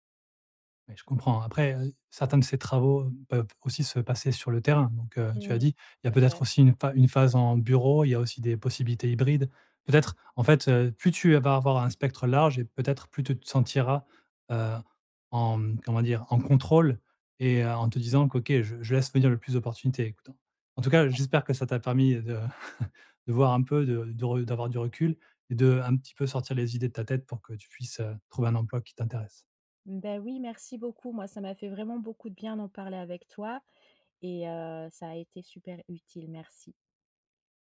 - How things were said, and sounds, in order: other background noise; tapping; chuckle
- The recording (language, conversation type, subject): French, advice, Pourquoi ai-je l’impression de stagner dans mon évolution de carrière ?
- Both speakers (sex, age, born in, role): female, 45-49, France, user; male, 40-44, France, advisor